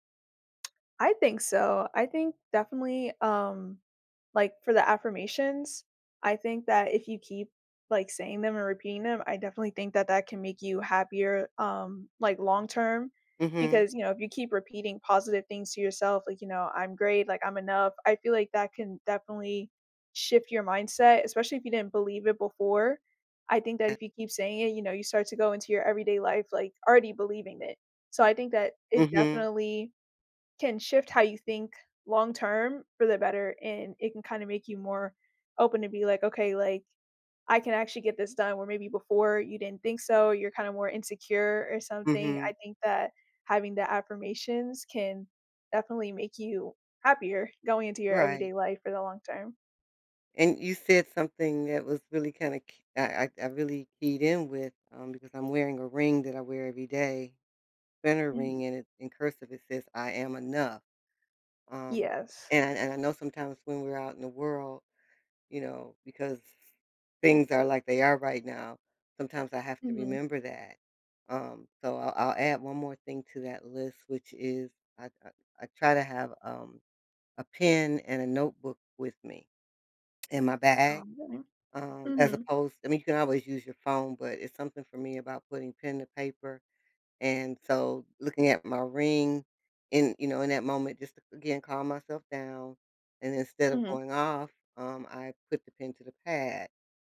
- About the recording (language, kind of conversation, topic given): English, unstructured, What small habit makes you happier each day?
- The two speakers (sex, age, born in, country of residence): female, 20-24, United States, United States; female, 60-64, United States, United States
- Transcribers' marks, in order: tapping